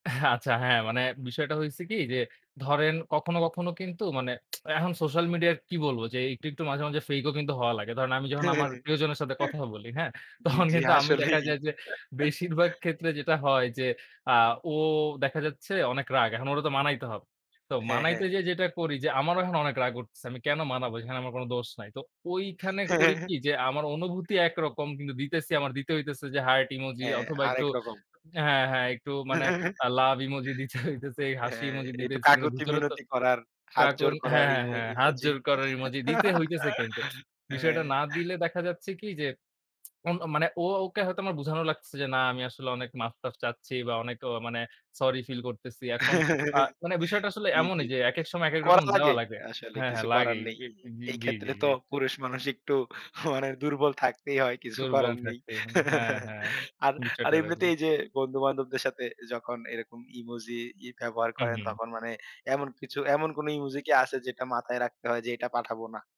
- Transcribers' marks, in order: tapping; tongue click; chuckle; laughing while speaking: "জ্বী, জ্বী আসলেই"; laughing while speaking: "তখন কিন্তু আমি"; chuckle; chuckle; chuckle; laughing while speaking: "দিতে হইতেছে"; giggle; laughing while speaking: "হ্যা"; lip smack; chuckle; laughing while speaking: "হ মানে দুর্বল থাকতেই হয়, কিছু করার নেই"; chuckle; unintelligible speech
- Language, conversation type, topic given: Bengali, podcast, ইমোজি কখন আর কেন ব্যবহার করো?
- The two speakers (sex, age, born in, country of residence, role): male, 20-24, Bangladesh, Bangladesh, guest; male, 25-29, Bangladesh, Bangladesh, host